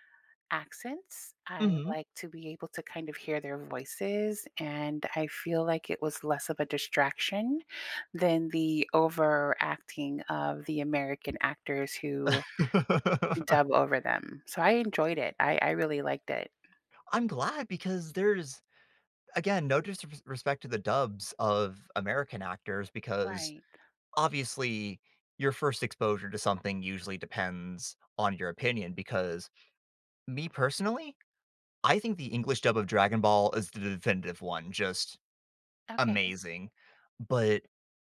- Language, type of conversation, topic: English, unstructured, Should I choose subtitles or dubbing to feel more connected?
- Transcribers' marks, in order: laugh; tapping; "disrespect" said as "disrsr respect"